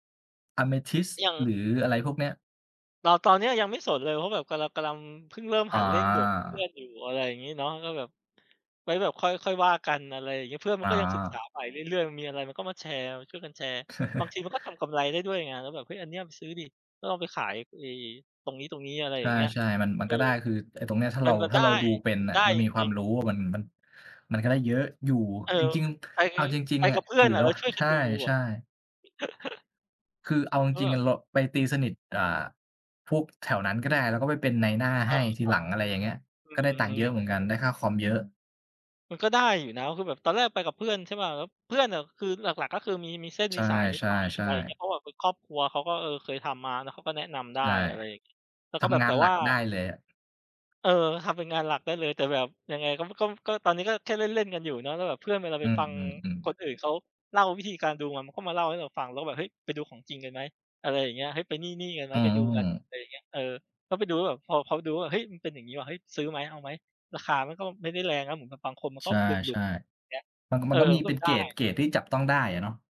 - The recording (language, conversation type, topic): Thai, unstructured, คุณเคยรู้สึกประหลาดใจไหมเมื่อได้ลองทำงานอดิเรกใหม่ๆ?
- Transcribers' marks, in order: chuckle; chuckle